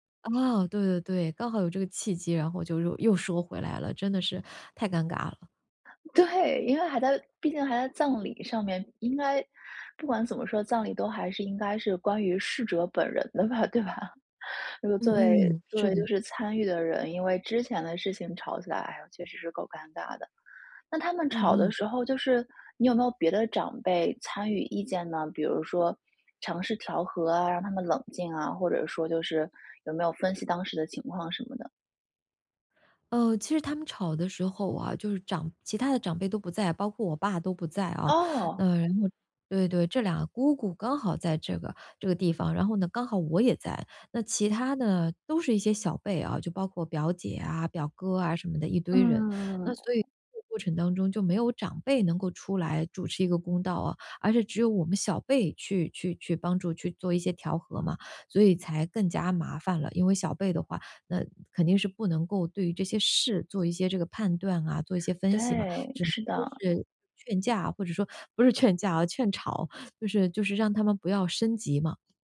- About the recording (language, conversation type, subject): Chinese, advice, 如何在朋友聚会中妥善处理争吵或尴尬，才能不破坏气氛？
- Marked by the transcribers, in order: laughing while speaking: "对吧？"; other background noise